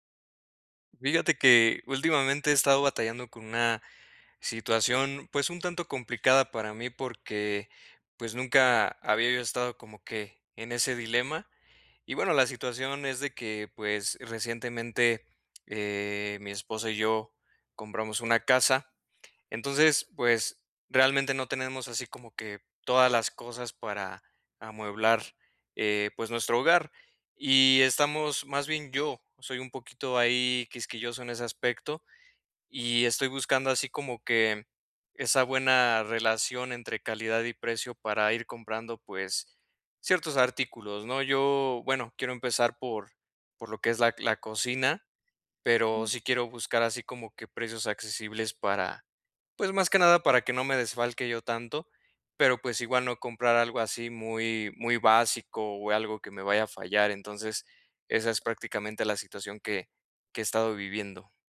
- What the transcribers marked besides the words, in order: none
- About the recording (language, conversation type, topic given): Spanish, advice, ¿Cómo puedo encontrar productos con buena relación calidad-precio?
- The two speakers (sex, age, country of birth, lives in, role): female, 40-44, Mexico, Spain, advisor; male, 35-39, Mexico, Mexico, user